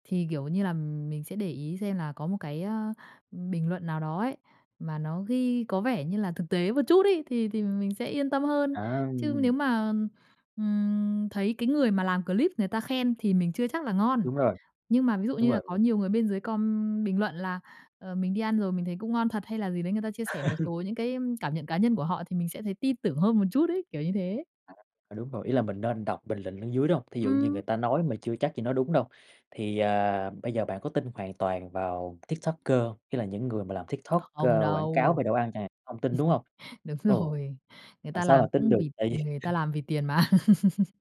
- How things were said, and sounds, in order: laugh; tapping; laugh; laughing while speaking: "Đúng rồi"; laughing while speaking: "vì"; laughing while speaking: "mà"; laugh
- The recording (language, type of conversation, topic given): Vietnamese, podcast, Bạn bắt đầu khám phá món ăn mới như thế nào?